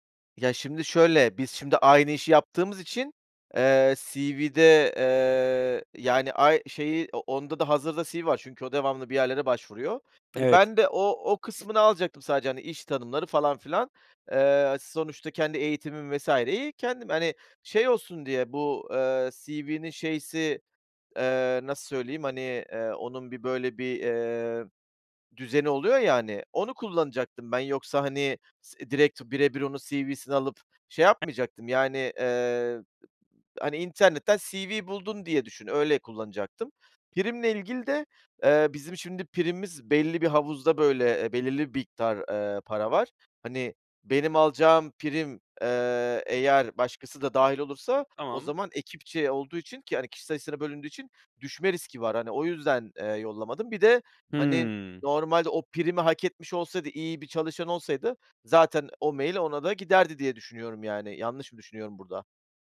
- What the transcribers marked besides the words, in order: other background noise; unintelligible speech
- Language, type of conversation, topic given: Turkish, advice, Kırgın bir arkadaşımla durumu konuşup barışmak için nasıl bir yol izlemeliyim?